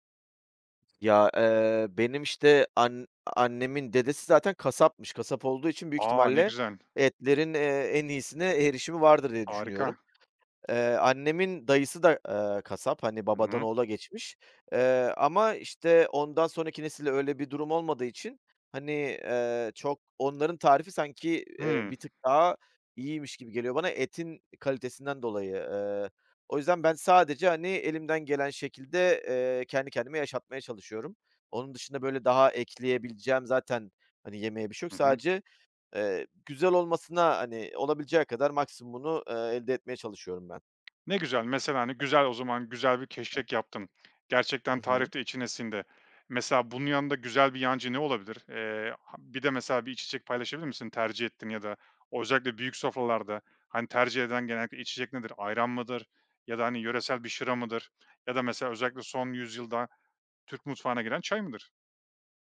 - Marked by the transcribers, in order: other background noise; tapping
- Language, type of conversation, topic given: Turkish, podcast, Ailenin aktardığı bir yemek tarifi var mı?